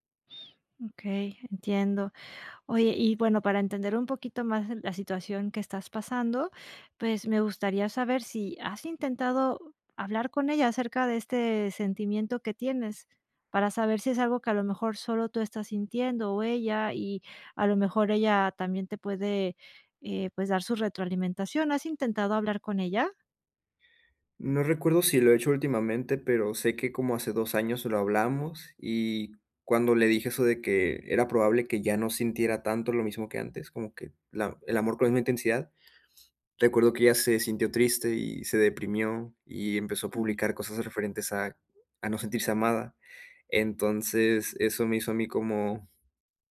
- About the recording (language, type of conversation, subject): Spanish, advice, ¿Cómo puedo abordar la desconexión emocional en una relación que antes era significativa?
- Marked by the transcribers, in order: whistle; other noise